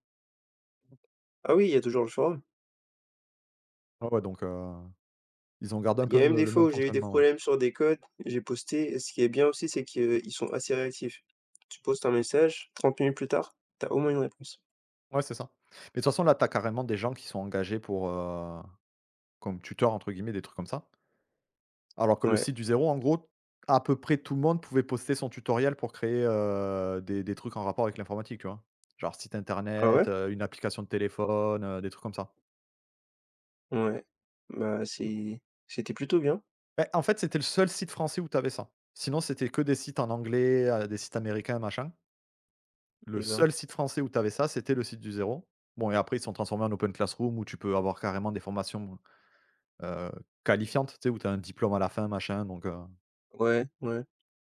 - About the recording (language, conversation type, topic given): French, unstructured, Comment la technologie change-t-elle notre façon d’apprendre aujourd’hui ?
- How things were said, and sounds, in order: other noise; tapping